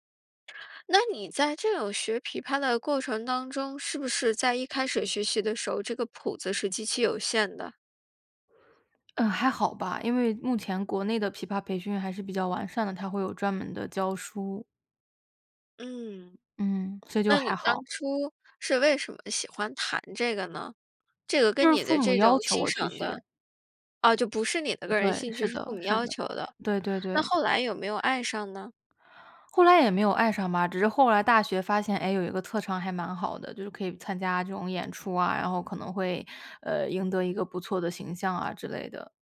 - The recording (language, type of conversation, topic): Chinese, podcast, 去唱K时你必点哪几首歌？
- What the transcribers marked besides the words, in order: none